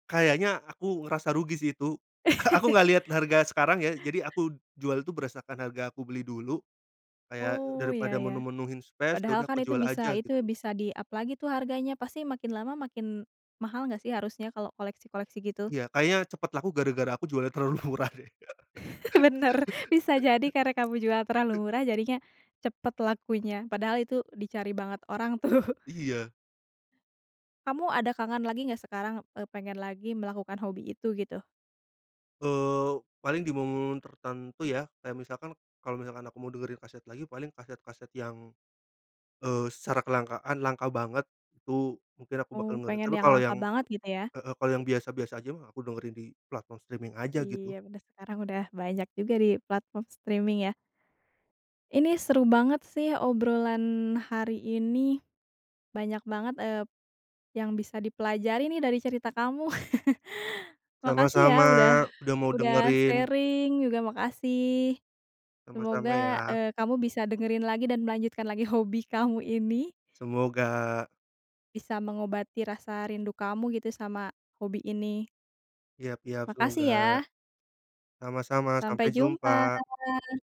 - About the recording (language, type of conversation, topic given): Indonesian, podcast, Bagaimana perasaanmu saat kembali melakukan hobi itu?
- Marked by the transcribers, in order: laugh; in English: "space"; in English: "di-up"; laugh; laughing while speaking: "Bener"; laughing while speaking: "murah deh"; laugh; laughing while speaking: "tuh"; in English: "streaming"; in English: "streaming"; laugh; in English: "sharing"